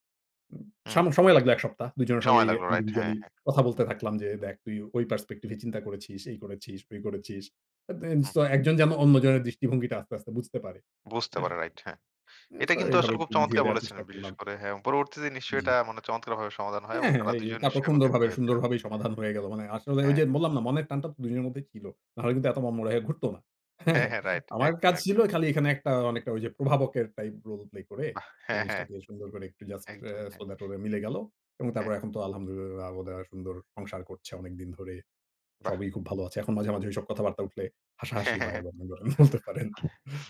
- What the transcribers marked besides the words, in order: in English: "ইন্ডিভিজুয়ালি"; laughing while speaking: "হ্যাঁ, হ্যাঁ?"; laughing while speaking: "হ্যাঁ, হ্যাঁ, হ্যাঁ"; laughing while speaking: "বলতে পারেন"; chuckle
- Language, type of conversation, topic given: Bengali, podcast, সহজ তিনটি উপায়ে কীভাবে কেউ সাহায্য পেতে পারে?